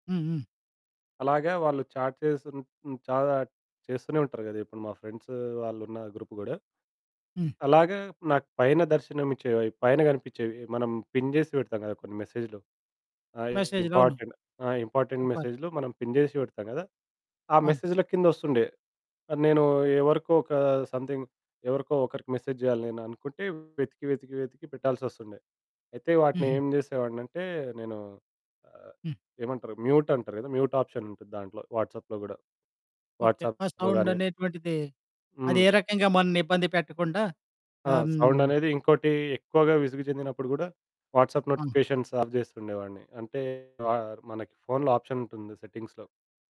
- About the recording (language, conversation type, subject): Telugu, podcast, నోటిఫికేషన్లు మీ ఏకాగ్రతను ఎలా చెదరగొడతాయి?
- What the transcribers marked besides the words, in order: in English: "చాట్"; in English: "చాట్"; in English: "గ్రూప్"; in English: "పిన్"; distorted speech; in English: "ఇంపార్టెంట్"; in English: "ఇంపార్టెంట్"; in English: "పిన్"; in English: "సమ్‌థింగ్"; in English: "మెసేజ్"; in English: "మ్యూట్ ఆప్షన్"; in English: "వాట్సాప్‌లో"; in English: "వాట్సాప్‌లో"; other background noise; in English: "సౌండ్"; in English: "వాట్సాప్ నోటిఫికేషన్స్ ఆఫ్"; in English: "సెట్టింగ్స్‌లో"